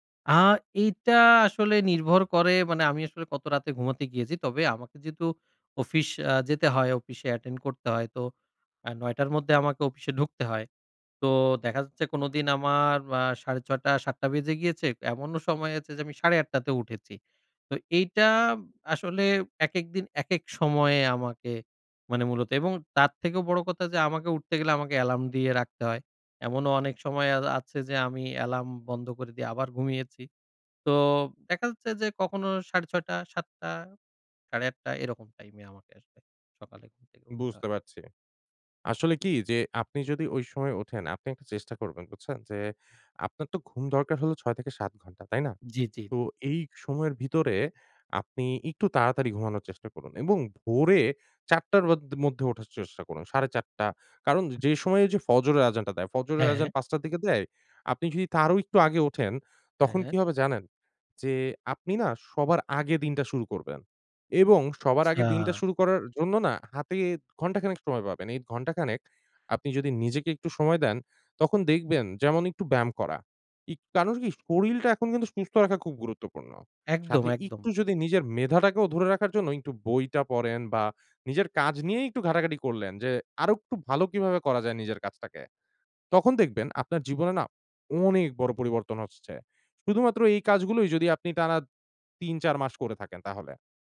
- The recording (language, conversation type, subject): Bengali, advice, নিয়মিতভাবে রাতে নির্দিষ্ট সময়ে ঘুমাতে যাওয়ার অভ্যাস কীভাবে বজায় রাখতে পারি?
- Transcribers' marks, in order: in English: "attend"; "শরীরটা" said as "শরীলটা"; drawn out: "অনেক"